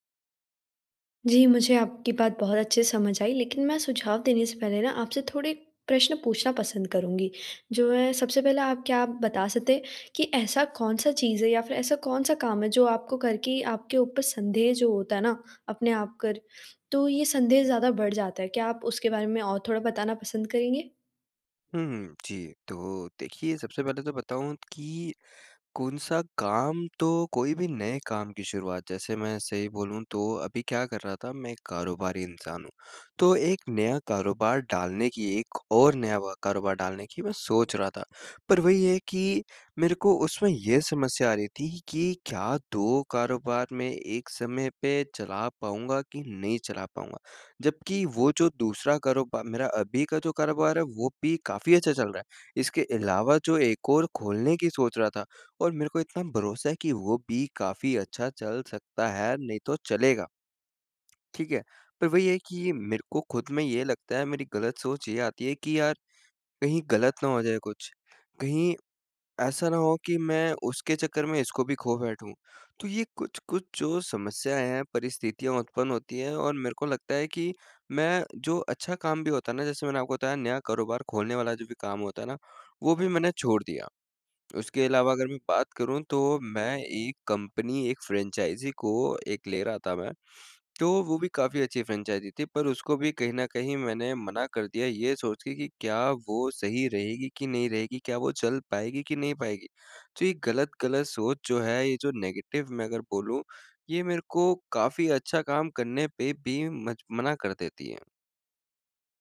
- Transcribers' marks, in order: in English: "फ्रेंचाइज़ी"; in English: "फ्रेंचाइज़ी"; in English: "नेगेटिव"
- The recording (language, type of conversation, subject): Hindi, advice, आत्म-संदेह को कैसे शांत करूँ?